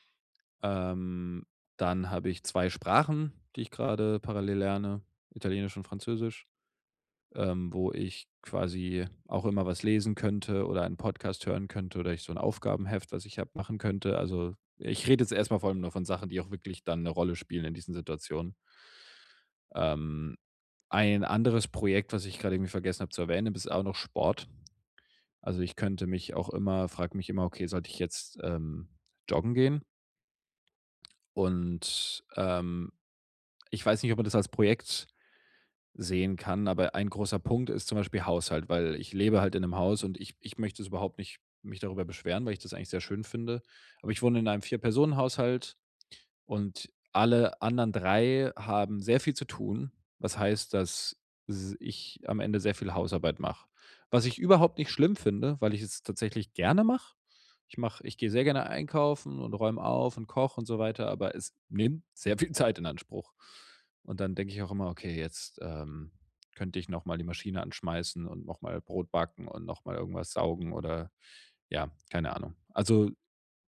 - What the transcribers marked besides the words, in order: laughing while speaking: "Zeit"
- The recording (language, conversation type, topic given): German, advice, Wie kann ich zu Hause entspannen, wenn ich nicht abschalten kann?